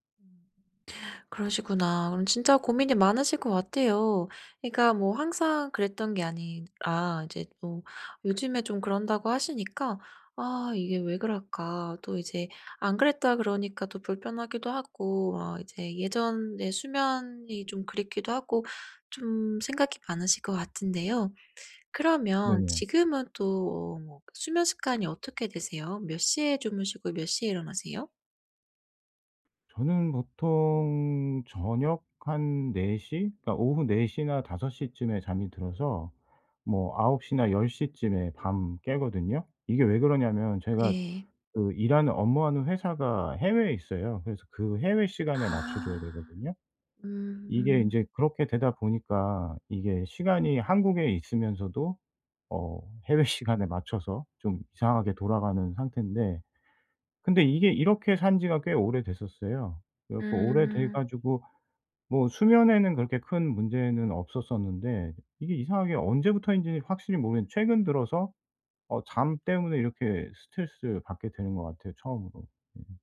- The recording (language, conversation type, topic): Korean, advice, 충분히 잤는데도 아침에 계속 무기력할 때 어떻게 하면 더 활기차게 일어날 수 있나요?
- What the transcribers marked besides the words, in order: other background noise; laughing while speaking: "해외 시간에"